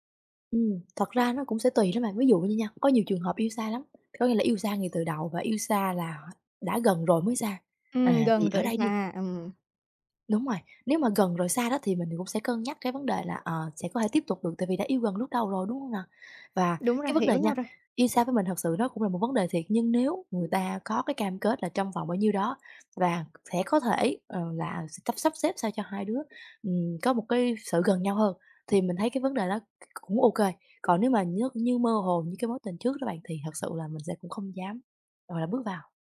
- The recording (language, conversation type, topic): Vietnamese, advice, Khi nào tôi nên bắt đầu hẹn hò lại sau khi chia tay hoặc ly hôn?
- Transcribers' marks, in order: tapping; other background noise